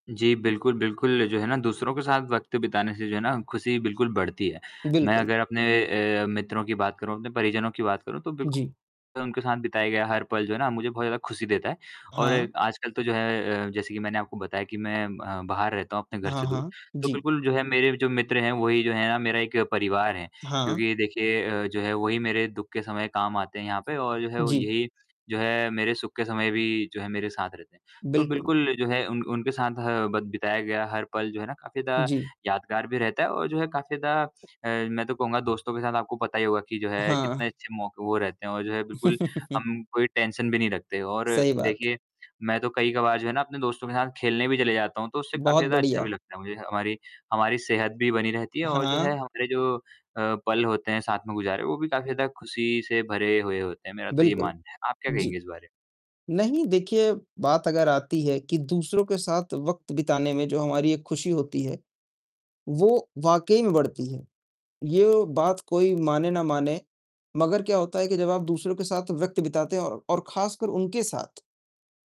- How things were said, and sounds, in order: distorted speech; other background noise; laugh; in English: "टेंशन"; tapping
- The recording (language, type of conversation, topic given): Hindi, unstructured, खुशी पाने के लिए आप रोज़ अपने दिन में क्या करते हैं?